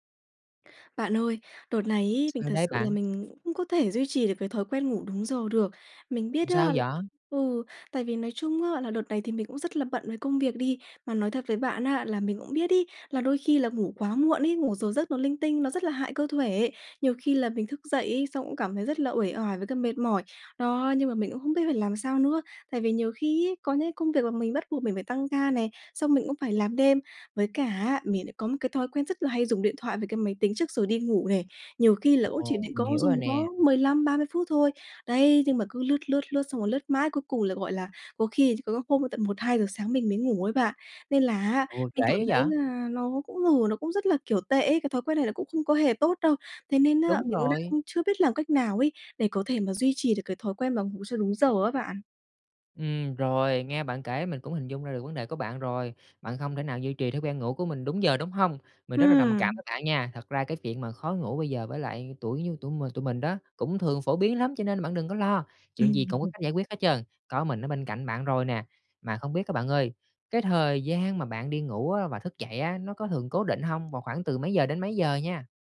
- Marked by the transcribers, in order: tapping; "Làm" said as "ừn"; "thể" said as "thuể"; "cũng" said as "ỗn"; other background noise; laugh
- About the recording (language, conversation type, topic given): Vietnamese, advice, Vì sao tôi không thể duy trì thói quen ngủ đúng giờ?
- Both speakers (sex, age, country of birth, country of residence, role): female, 20-24, Vietnam, Vietnam, user; male, 30-34, Vietnam, Vietnam, advisor